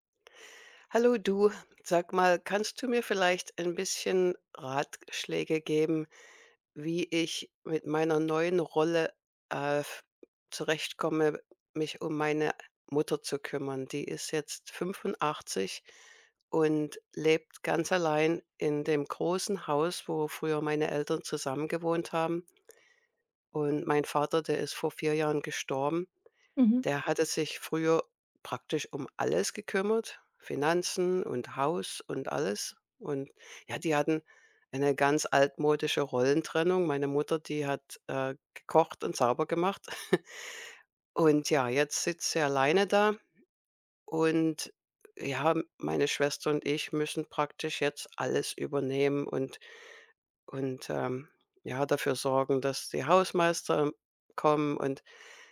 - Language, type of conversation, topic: German, advice, Wie kann ich die Pflege meiner alternden Eltern übernehmen?
- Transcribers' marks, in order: tapping; snort